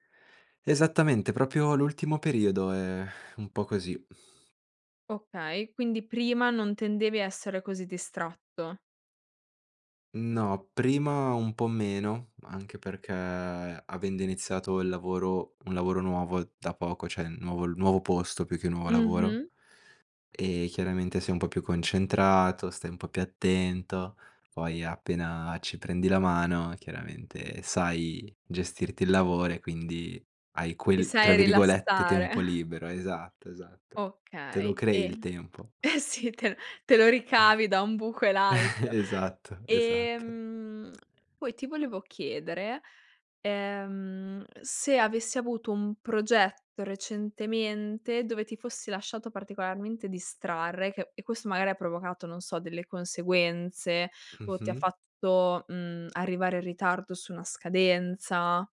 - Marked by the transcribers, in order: exhale; chuckle; chuckle; other background noise
- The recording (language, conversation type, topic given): Italian, podcast, Come gestisci le distrazioni quando sei concentrato su un progetto?